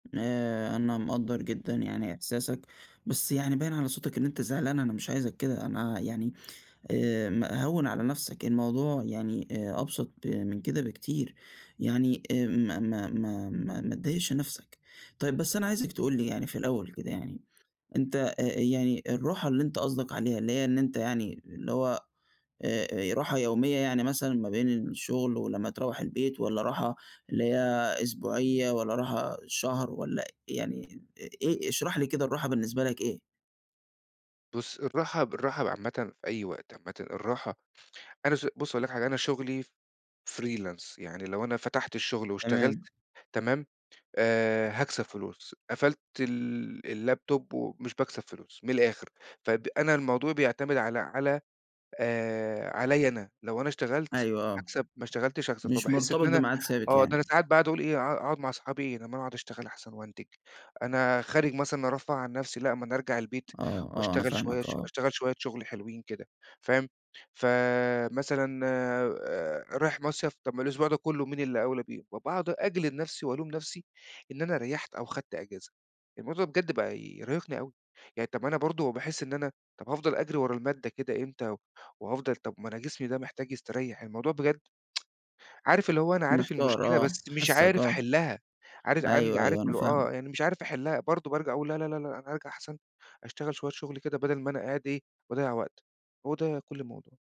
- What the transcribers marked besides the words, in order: tapping; in English: "freelance"; in English: "اللابتوب"; tsk
- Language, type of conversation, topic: Arabic, advice, ليه بحس بالذنب لما باخد راحة أو باسترخى؟